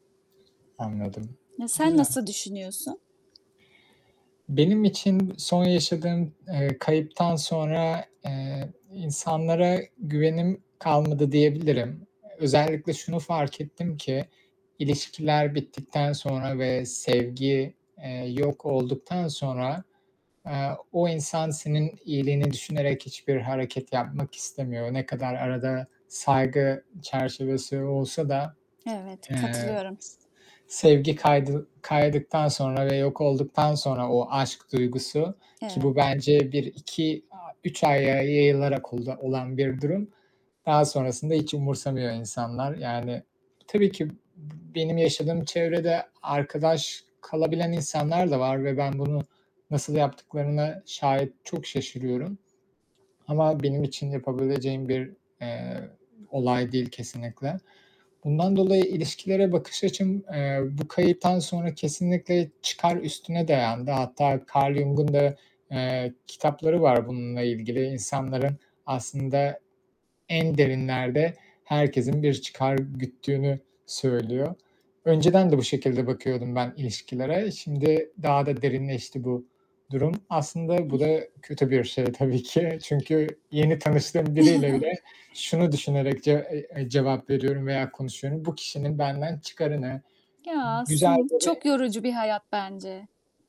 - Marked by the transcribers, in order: static; other background noise; tapping; laughing while speaking: "tabii ki"; chuckle; distorted speech
- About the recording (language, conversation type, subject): Turkish, unstructured, Sevdiğin birini kaybetmek hayatını nasıl değiştirdi?